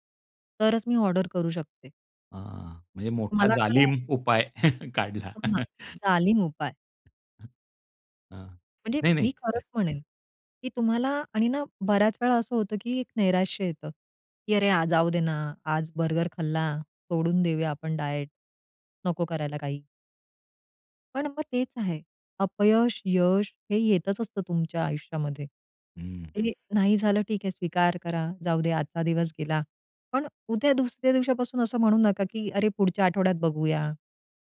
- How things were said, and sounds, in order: laughing while speaking: "उपाय काढला"; other background noise; in English: "डाएट"; tapping
- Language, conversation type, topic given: Marathi, podcast, तात्काळ समाधान आणि दीर्घकालीन वाढ यांचा तोल कसा सांभाळतोस?